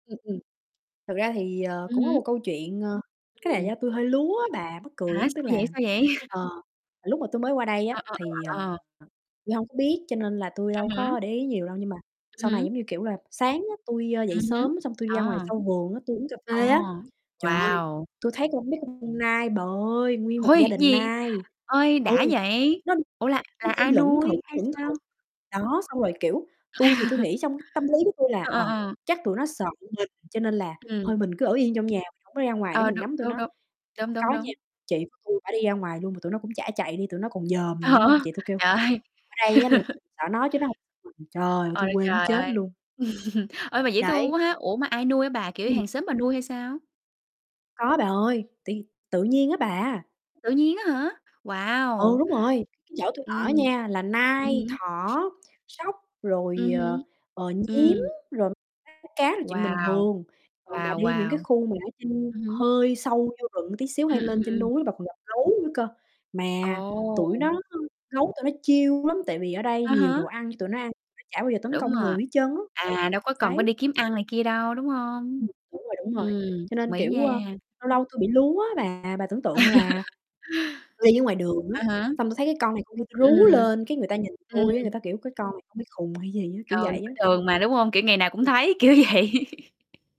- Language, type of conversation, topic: Vietnamese, unstructured, Điều gì khiến bạn cảm thấy tự hào về nơi bạn đang sống?
- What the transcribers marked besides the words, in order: distorted speech; tapping; chuckle; other background noise; chuckle; laugh; chuckle; static; "rừng một" said as "ừn"; in English: "chill"; laugh; laughing while speaking: "kiểu vậy"; laugh